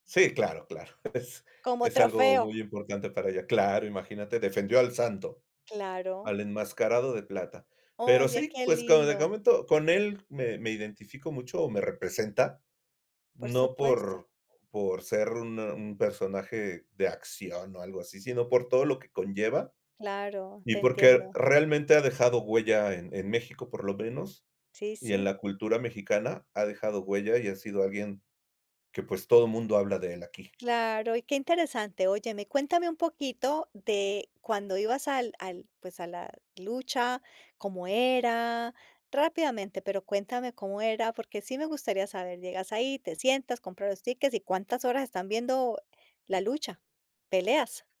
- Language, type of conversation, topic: Spanish, podcast, ¿Qué personaje de ficción sientes que te representa y por qué?
- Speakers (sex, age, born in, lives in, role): female, 55-59, Colombia, United States, host; male, 55-59, Mexico, Mexico, guest
- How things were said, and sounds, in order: laughing while speaking: "Es"